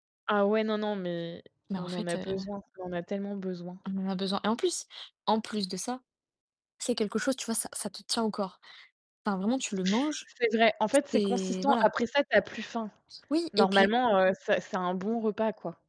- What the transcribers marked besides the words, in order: distorted speech; tapping; static
- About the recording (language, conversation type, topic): French, unstructured, Quels sont vos plats préférés, et pourquoi les aimez-vous autant ?